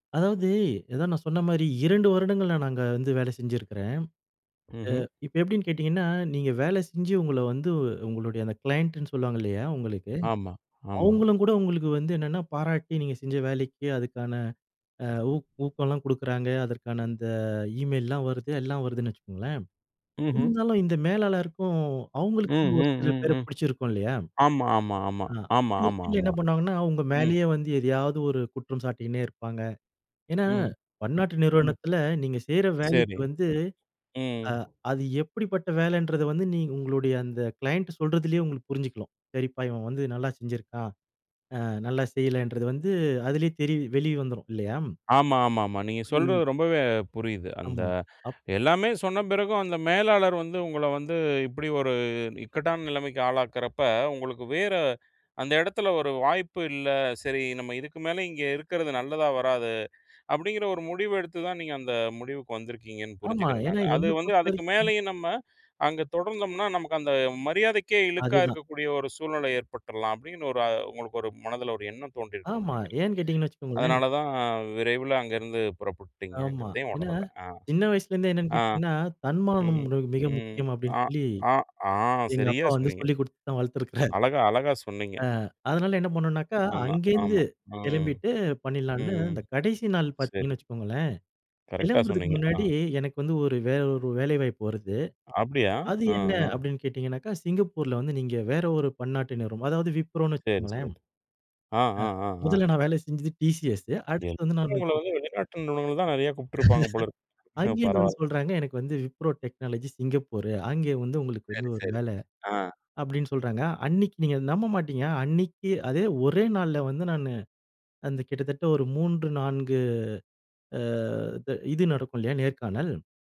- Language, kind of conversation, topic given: Tamil, podcast, நேரமும் அதிர்ஷ்டமும்—உங்கள் வாழ்க்கையில் எது அதிகம் பாதிப்பதாக நீங்கள் நினைக்கிறீர்கள்?
- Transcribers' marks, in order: in English: "க்ளையண்ட்ன்னு"; other background noise; in English: "ஈமெயில்லலாம்"; in English: "க்ளையண்ட்"; drawn out: "ஒரு"; background speech; unintelligible speech; drawn out: "ஆ"; laughing while speaking: "வளர்த்திருக்கிறாரு"; surprised: "அது என்ன?"; "நிறுவனம்" said as "நிறுவம்"; "எல்லாம்" said as "எல்"; unintelligible speech; laugh; laughing while speaking: "பரவாயில்ல"; drawn out: "அ"